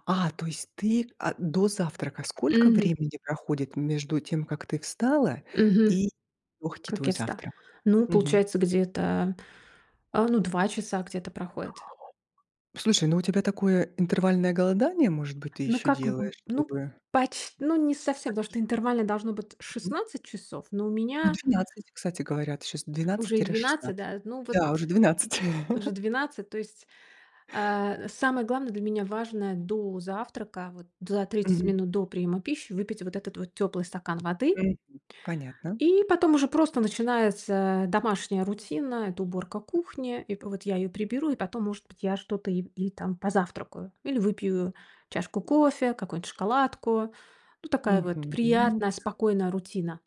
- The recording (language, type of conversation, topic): Russian, podcast, Как ты выстраиваешь свою утреннюю рутину?
- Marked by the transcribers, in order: other background noise; chuckle